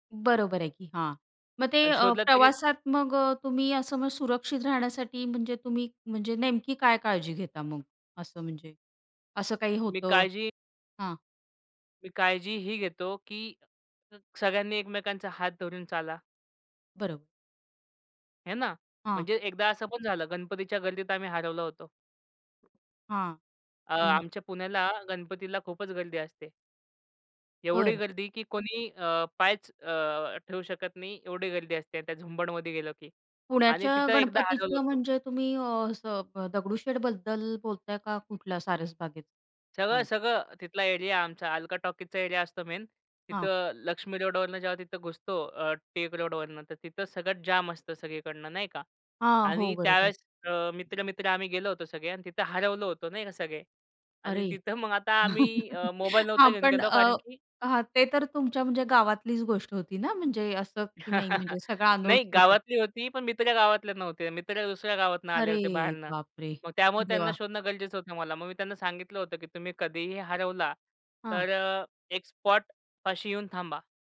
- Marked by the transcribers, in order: tapping; other background noise; laugh; chuckle
- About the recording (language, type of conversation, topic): Marathi, podcast, एकट्याने प्रवास करताना वाट चुकली तर तुम्ही काय करता?